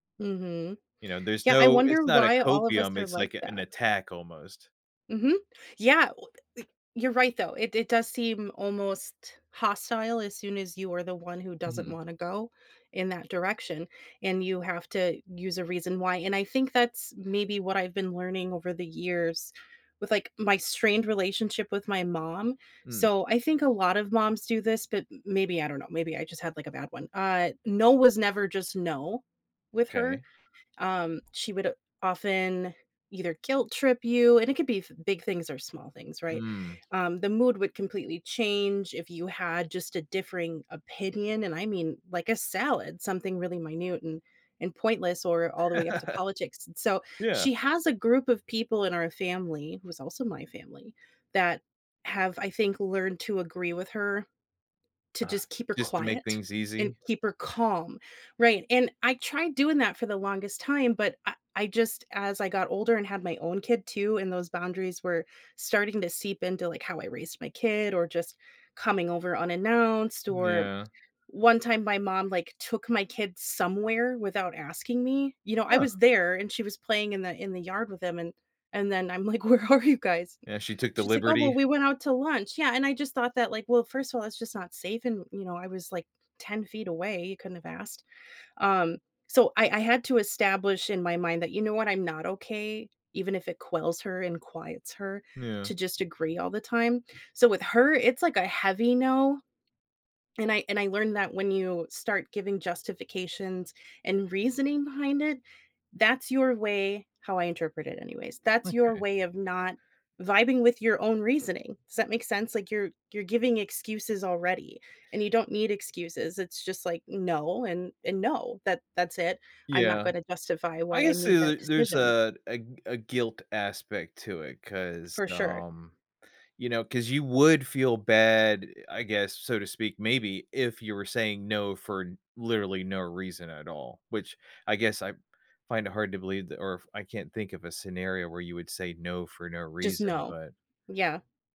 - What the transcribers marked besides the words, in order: tapping; other background noise; laugh; laughing while speaking: "Where are you guys?"
- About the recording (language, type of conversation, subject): English, unstructured, How can I make saying no feel less awkward and more natural?